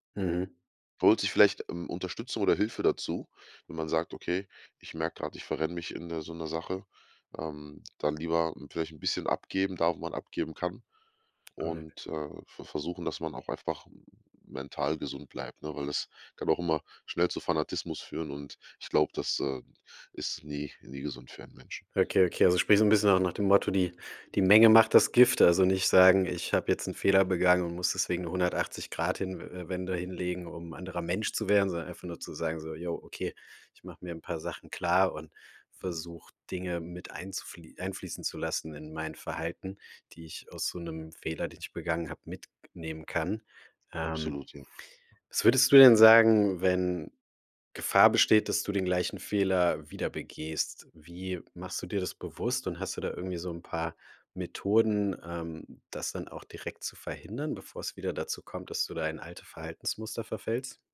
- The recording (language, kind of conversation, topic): German, podcast, Was hilft dir, aus einem Fehler eine Lektion zu machen?
- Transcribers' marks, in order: in English: "Alright"